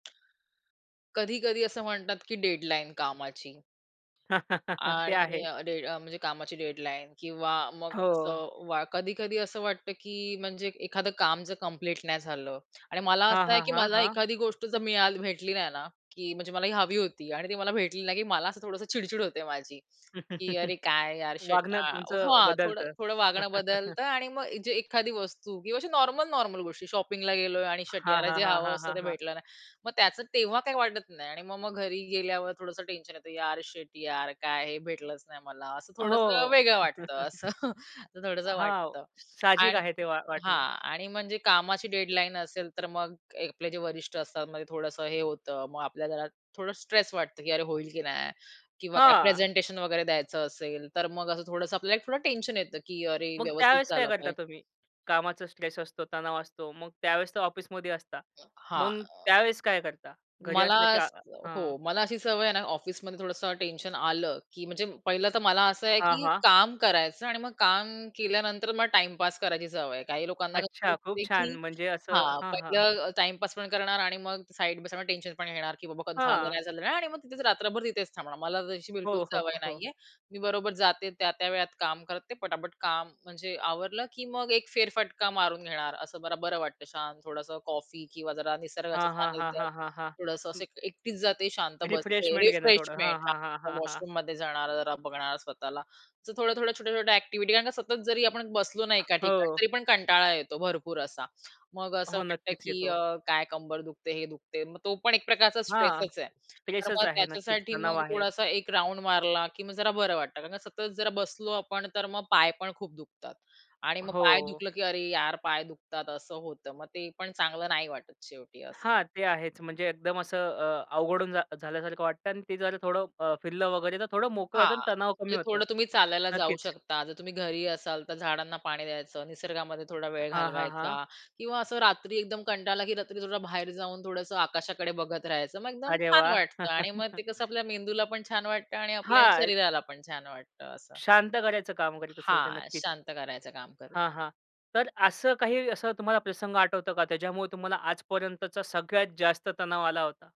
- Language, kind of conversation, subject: Marathi, podcast, तणाव कमी करण्यासाठी तुम्ही कोणते सोपे मार्ग वापरता?
- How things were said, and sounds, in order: other background noise; tapping; chuckle; chuckle; chuckle; in English: "शॉपिंगला"; chuckle; laughing while speaking: "असं"; other noise; in English: "साइड बाय साइड"; laughing while speaking: "हो, हो, हो"; in English: "रिफ्रेशमेंट"; in English: "रिफ्रेशमेंट वॉशरूममध्ये"; unintelligible speech; in English: "राउंड"; chuckle